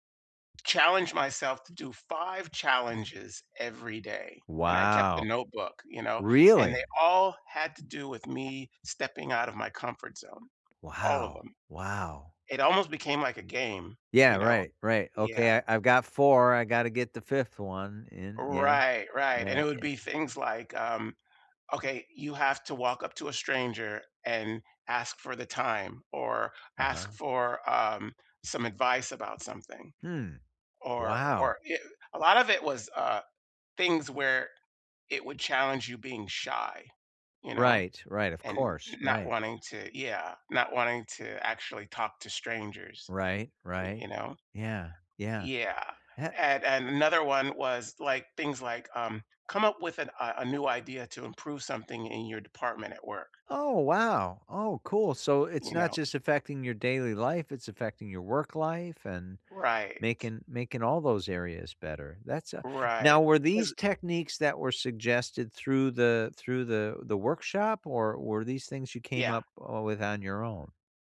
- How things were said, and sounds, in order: other background noise; tapping
- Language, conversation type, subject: English, unstructured, What habit could change my life for the better?